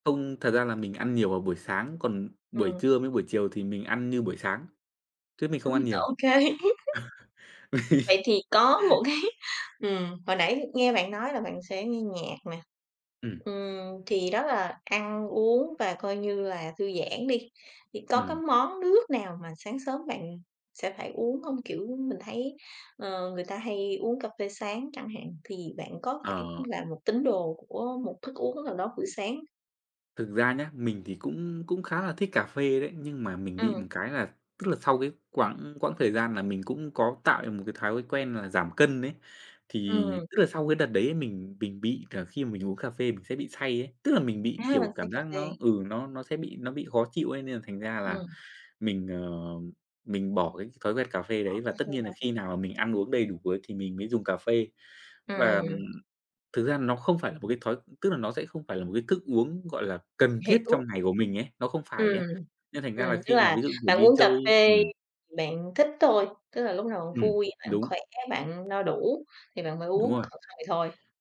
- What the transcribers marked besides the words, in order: tapping; laughing while speaking: "kê"; laugh; chuckle; laughing while speaking: "một cái"; other background noise
- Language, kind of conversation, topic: Vietnamese, podcast, Thói quen buổi sáng của bạn thường là gì?